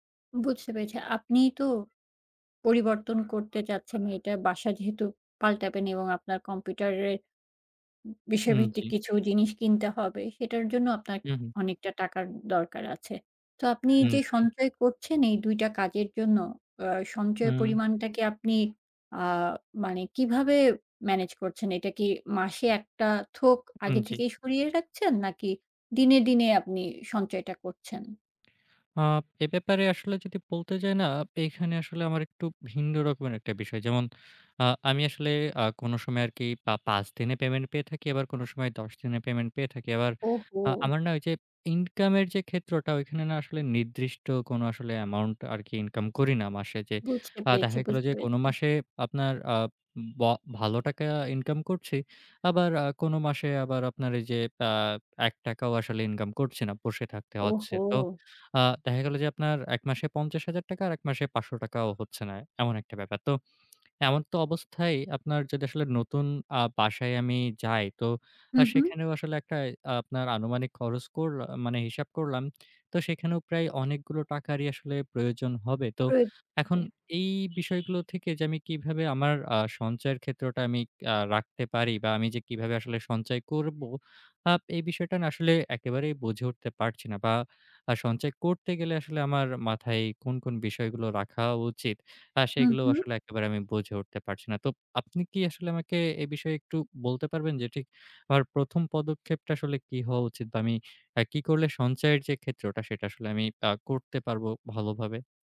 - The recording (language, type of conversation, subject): Bengali, advice, বড় কেনাকাটার জন্য সঞ্চয় পরিকল্পনা করতে অসুবিধা হচ্ছে
- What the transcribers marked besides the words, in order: other background noise; tapping; unintelligible speech; unintelligible speech